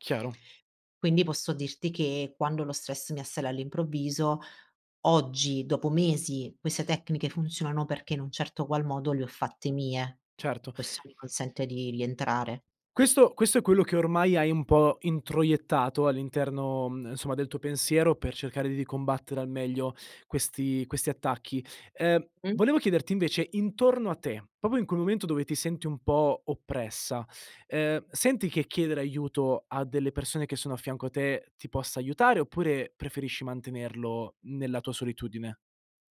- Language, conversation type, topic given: Italian, podcast, Come gestisci lo stress quando ti assale improvviso?
- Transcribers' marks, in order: "proprio" said as "popio"